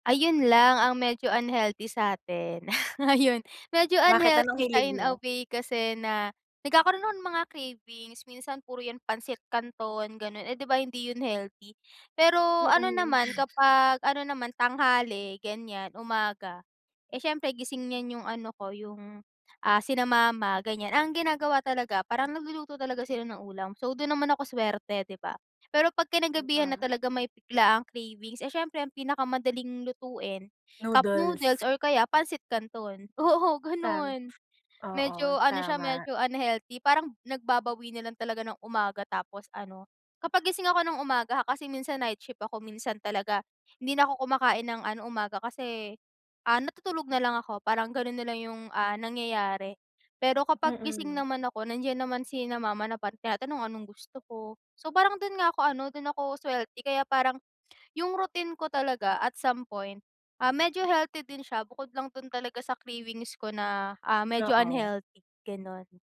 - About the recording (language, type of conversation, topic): Filipino, advice, Paano ako makakapagpahalaga sa sarili ko araw-araw sa maliliit na paraan?
- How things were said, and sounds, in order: other background noise; tapping